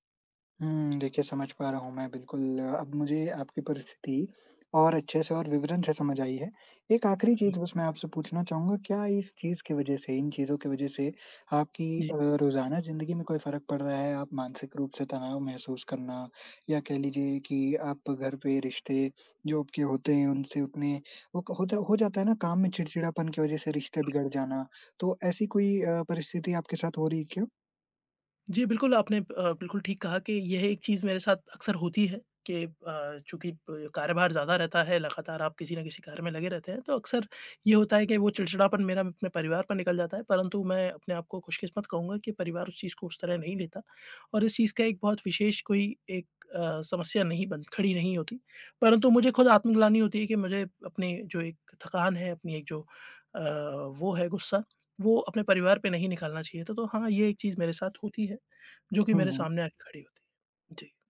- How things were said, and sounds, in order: other background noise
- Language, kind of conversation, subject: Hindi, advice, क्या अत्यधिक महत्वाकांक्षा और व्यवहारिकता के बीच संतुलन बनाकर मैं अपने लक्ष्यों को बेहतर ढंग से हासिल कर सकता/सकती हूँ?